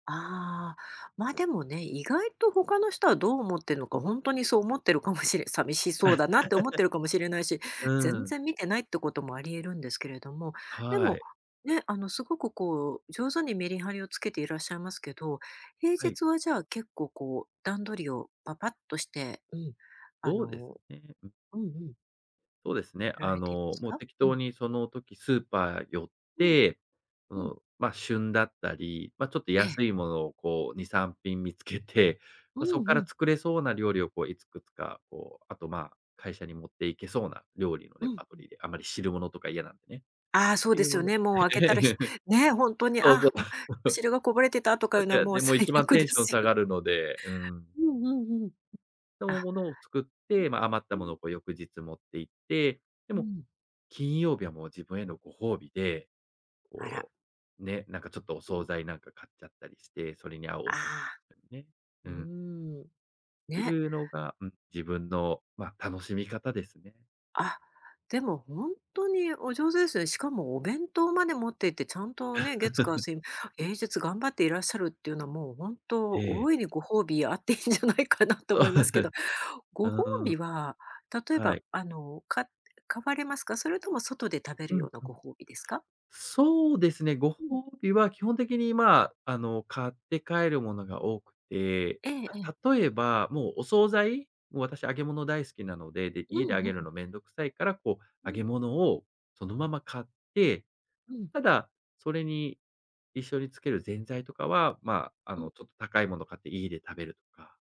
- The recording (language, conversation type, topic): Japanese, podcast, 一人で食事をするとき、どんな工夫をして楽しんでいますか？
- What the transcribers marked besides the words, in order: laugh; tapping; laughing while speaking: "見つけて"; chuckle; laughing while speaking: "そうそう"; other background noise; laughing while speaking: "もう最悪ですよ"; unintelligible speech; laugh; laughing while speaking: "あっていいんじゃないかなと思いますけど"; chuckle